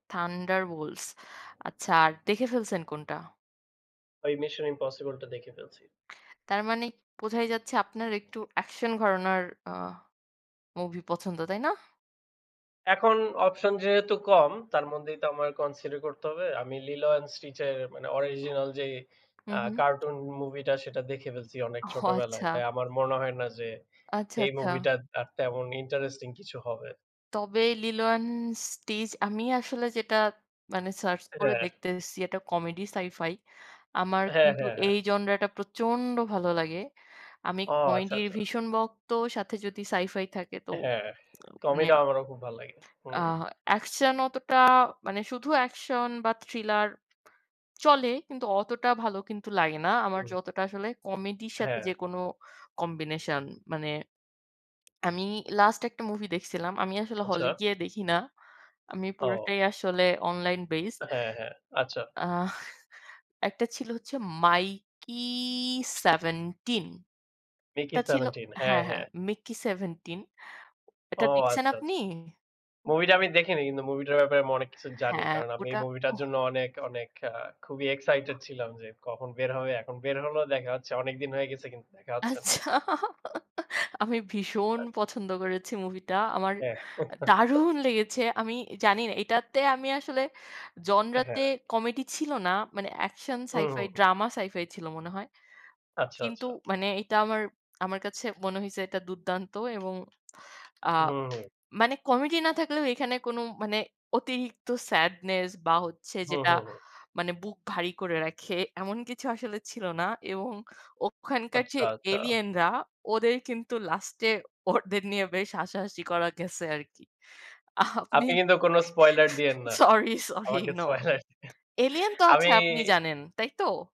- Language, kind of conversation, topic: Bengali, unstructured, কোন ধরনের সিনেমা দেখলে আপনি সবচেয়ে বেশি আনন্দ পান?
- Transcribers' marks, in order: other background noise; tapping; laughing while speaking: "ওহ"; stressed: "প্রচণ্ড"; "ভক্ত" said as "বক্ত"; swallow; drawn out: "'Mickey"; laughing while speaking: "আচ্ছা"; chuckle; laughing while speaking: "ওদের নিয়ে"; laughing while speaking: "আপনি সরি, সরি, নো"; laughing while speaking: "স্পয়লার দিয়ে"